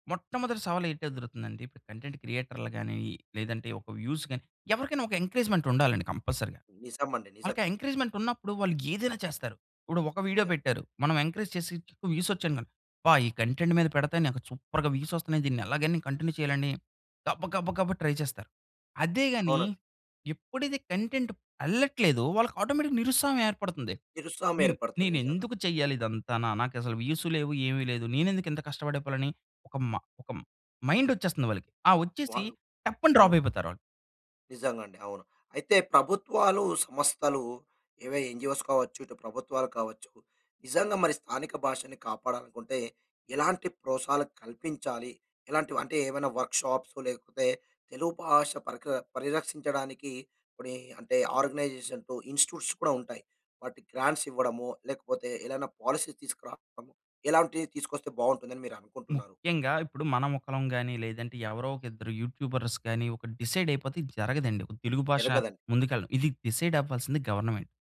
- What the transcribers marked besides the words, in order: in English: "కంటెంట్"; in English: "వ్యూస్"; in English: "ఎంకరేజ్‌మెంట్"; in English: "కంపల్సరీగా"; in English: "ఎంకరేజ్‌మెంట్"; in English: "వీడియో"; in English: "ఎంకరేజ్"; in English: "వ్యూస్"; in English: "కంటెంట్"; in English: "సూపర్‌గా వ్యూస్"; in English: "కంటిన్యూ"; in English: "ట్రై"; in English: "కంటెంట్"; in English: "ఆటోమేటిక్‌గా"; in English: "వ్యూస్"; in English: "మైండ్"; in English: "డ్రాప్"; in English: "ఎన్‌జీ‌ఓస్"; in English: "వర్క్‌షాప్స్"; in English: "ఇన్స్టిట్యూట్స్"; in English: "గ్రాంట్స్"; in English: "పాలసీ"; in English: "యూట్యూబర్స్"; in English: "డిసైడ్"; in English: "డిసైడ్"; in English: "గవర్నమెంట్"
- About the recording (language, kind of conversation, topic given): Telugu, podcast, స్థానిక భాషా కంటెంట్ పెరుగుదలపై మీ అభిప్రాయం ఏమిటి?